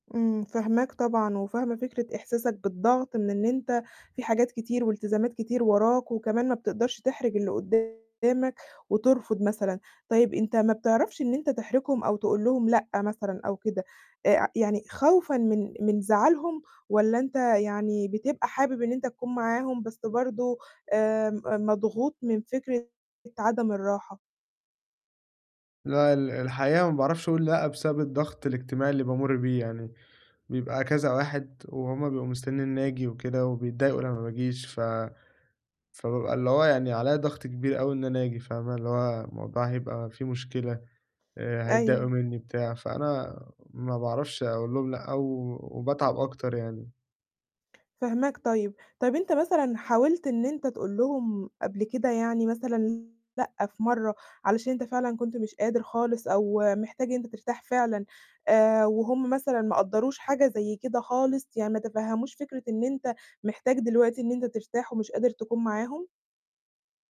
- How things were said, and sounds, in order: distorted speech; mechanical hum
- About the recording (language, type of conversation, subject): Arabic, advice, إزاي أوازن بسهولة بين احتياجي للراحة والتزاماتي الاجتماعية؟
- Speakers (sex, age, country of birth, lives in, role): female, 20-24, Egypt, Egypt, advisor; male, 20-24, Egypt, Egypt, user